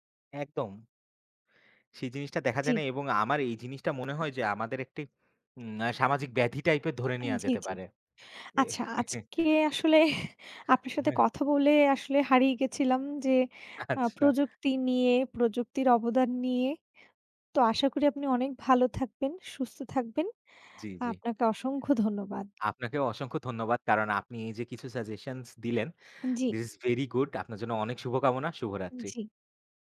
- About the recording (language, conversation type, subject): Bengali, unstructured, তোমার জীবনে প্রযুক্তি কী ধরনের সুবিধা এনে দিয়েছে?
- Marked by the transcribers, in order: chuckle; laughing while speaking: "আচ্ছা"; in English: "this is very good"